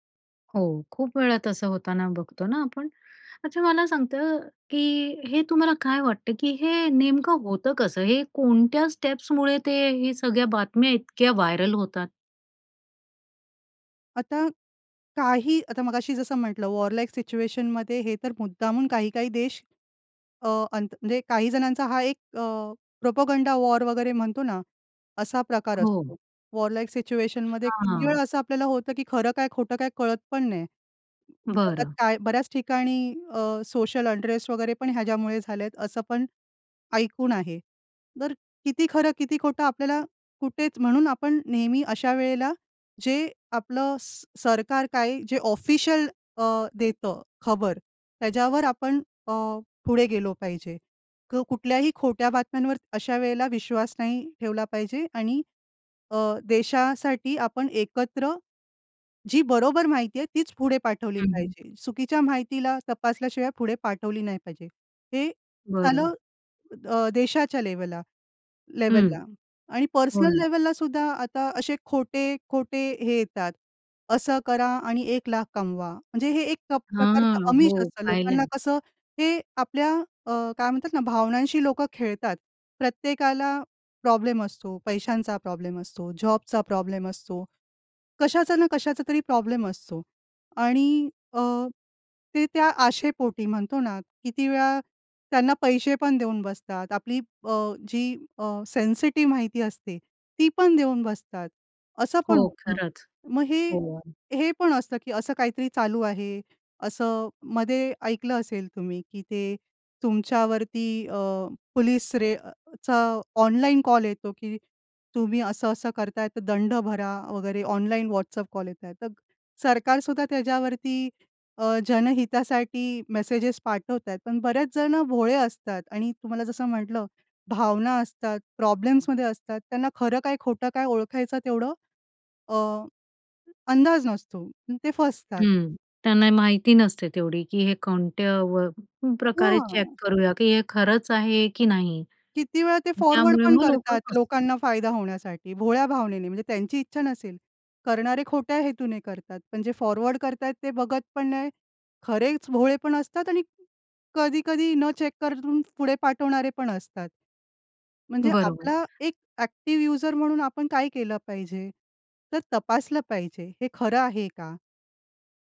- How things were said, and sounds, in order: in English: "स्टेप्समुळे"; in English: "व्हायरल"; in English: "वॉर लाइक सिच्युएशनमध्ये"; in English: "प्रोपगंडा वॉर"; other background noise; in English: "वॉर लाइक सिच्युएशनमध्ये"; in English: "सोशल अनरेस्ट"; in English: "ऑफिशियल"; in English: "लेव्हलला"; in English: "पर्सनल लेवललासुद्धा"; in English: "सेन्सिटिव्ह"; in English: "चेक"; in English: "फॉरवर्ड"; in English: "फॉरवर्ड"; in English: "चेक"; in English: "एक्टिव यूजर"
- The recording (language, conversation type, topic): Marathi, podcast, सोशल मिडियावर खोटी माहिती कशी पसरते?